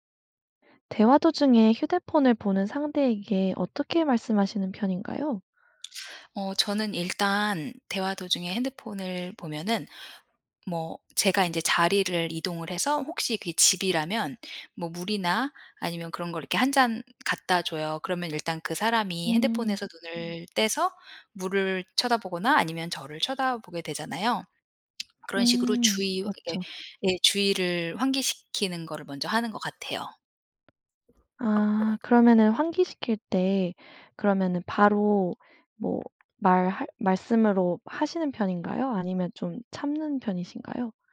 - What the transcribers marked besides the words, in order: lip smack; other background noise; tapping
- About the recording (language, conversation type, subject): Korean, podcast, 대화 중에 상대가 휴대폰을 볼 때 어떻게 말하면 좋을까요?